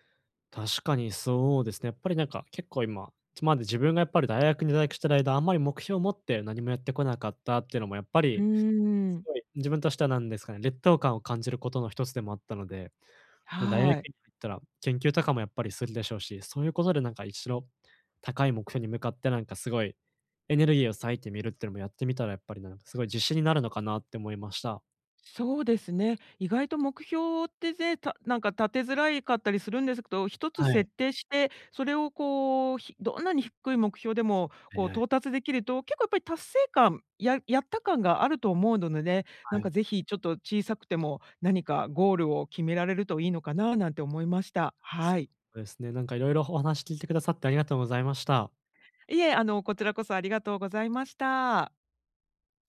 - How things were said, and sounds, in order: none
- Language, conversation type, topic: Japanese, advice, 他人と比べても自己価値を見失わないためには、どうすればよいですか？